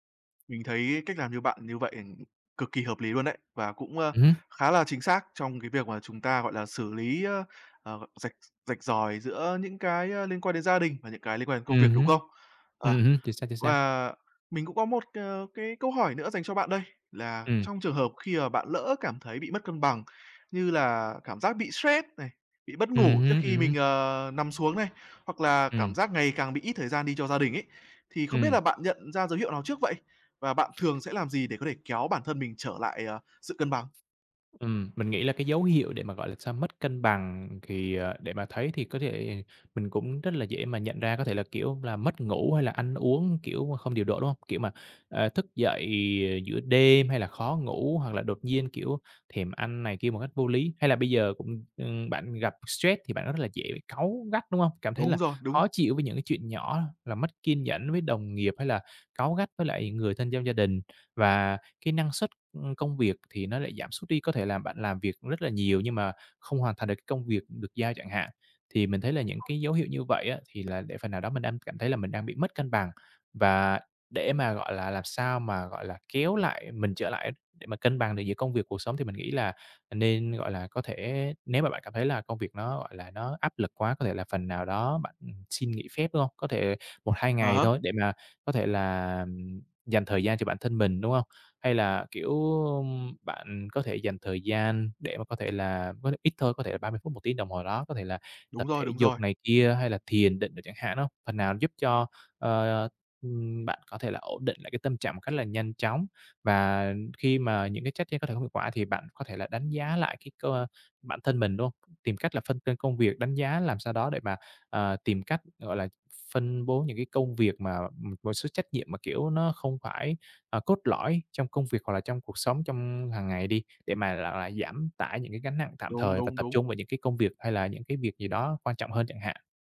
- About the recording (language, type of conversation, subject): Vietnamese, podcast, Bạn cân bằng công việc và cuộc sống như thế nào?
- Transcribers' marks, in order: other noise; tapping; other background noise